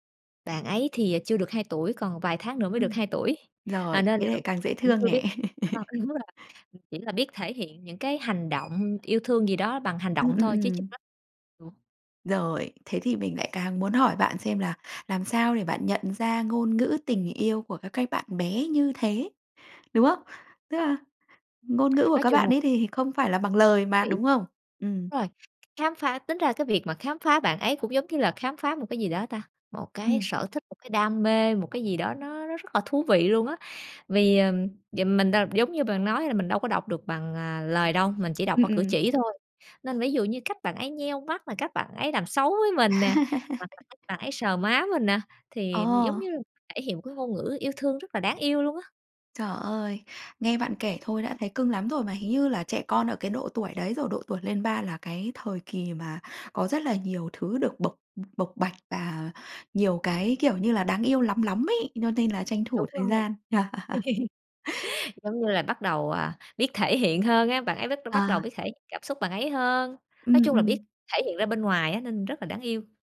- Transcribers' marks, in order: unintelligible speech; chuckle; laughing while speaking: "đúng rồi"; other background noise; unintelligible speech; tapping; chuckle; chuckle
- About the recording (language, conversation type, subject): Vietnamese, podcast, Làm sao để nhận ra ngôn ngữ yêu thương của con?